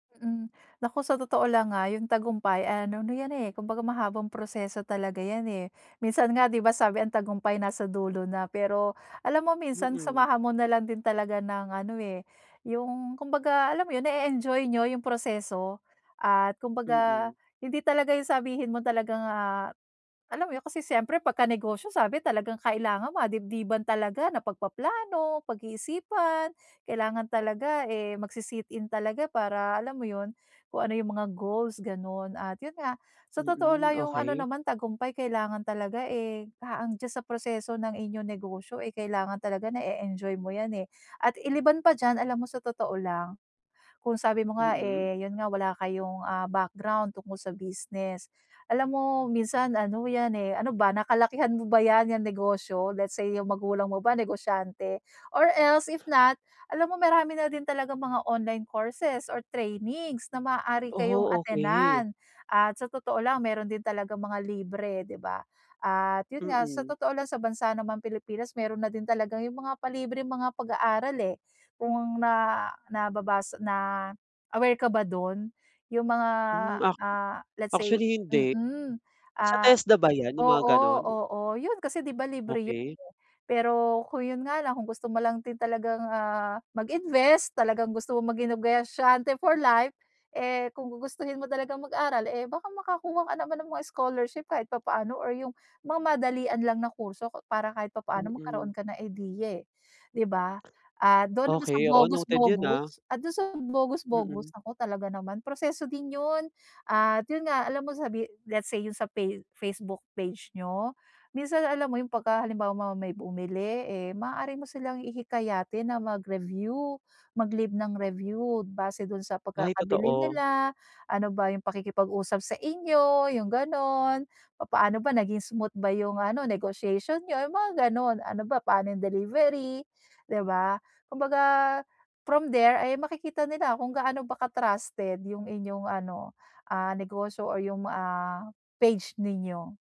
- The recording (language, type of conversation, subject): Filipino, advice, Paano ako makapagtatakda ng malinaw na target para sa negosyo ko?
- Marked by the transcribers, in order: in English: "Or else if not"; in English: "online courses or trainings"; "negosyante" said as "negusiyante"; in English: "let's say"